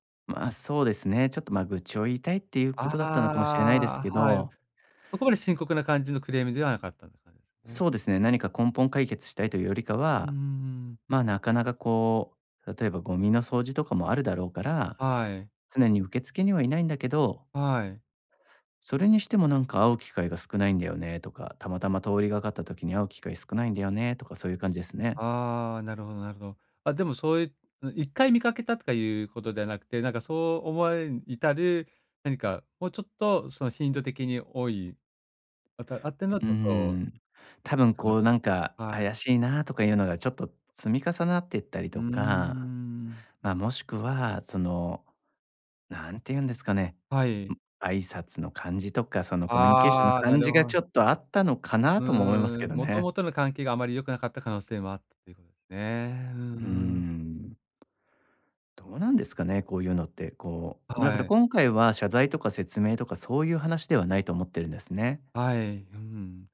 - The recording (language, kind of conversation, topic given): Japanese, advice, 職場で失った信頼を取り戻し、関係を再構築するにはどうすればよいですか？
- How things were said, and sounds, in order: unintelligible speech